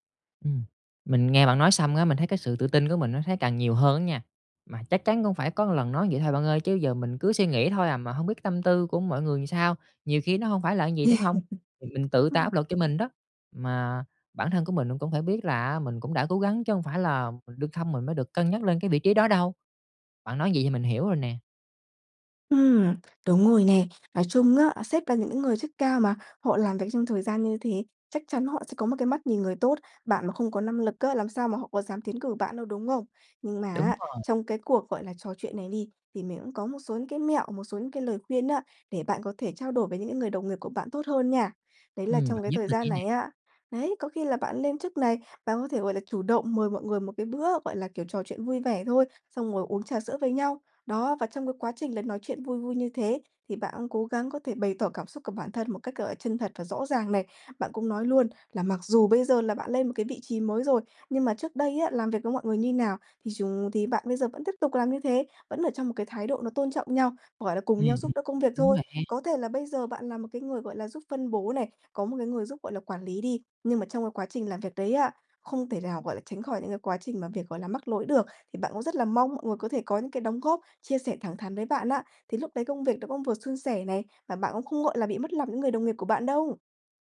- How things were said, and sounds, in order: "làm" said as "ừn"; laugh; other background noise; tapping
- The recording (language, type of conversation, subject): Vietnamese, advice, Làm sao để bớt lo lắng về việc người khác đánh giá mình khi vị thế xã hội thay đổi?